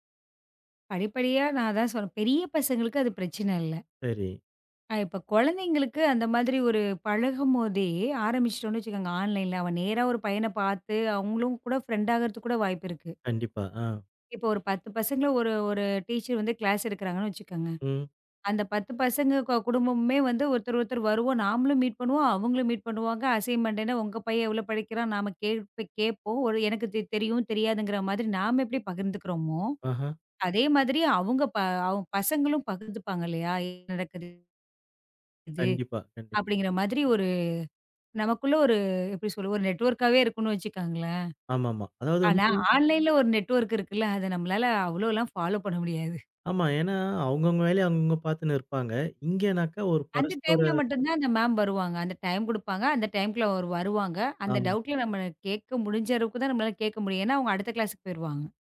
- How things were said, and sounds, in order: in English: "ஆன்லைன்ல"; in English: "க்ளாஸ்"; in English: "மீட்"; in English: "மீட்"; in English: "அசைன்மெண்ட்"; in English: "நெட்ஒர்க்காவே"; in English: "ஆன்லைன்ல"; in English: "நெட்ஒர்க்"; in English: "ஃபாலோ"; laughing while speaking: "பண்ண முடியாது"; in English: "மேம்"; in English: "டவுட்ல"; in English: "க்ளாஸ்க்கு"
- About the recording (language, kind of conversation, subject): Tamil, podcast, நீங்கள் இணைய வழிப் பாடங்களையா அல்லது நேரடி வகுப்புகளையா அதிகம் விரும்புகிறீர்கள்?